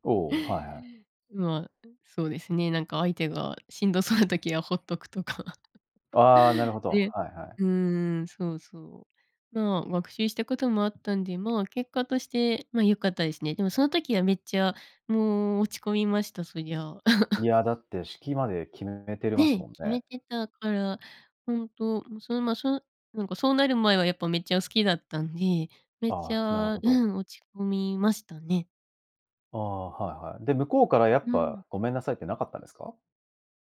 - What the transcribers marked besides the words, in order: laughing while speaking: "しんどそうな時はほっとくとか"; laugh
- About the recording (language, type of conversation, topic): Japanese, podcast, タイミングが合わなかったことが、結果的に良いことにつながった経験はありますか？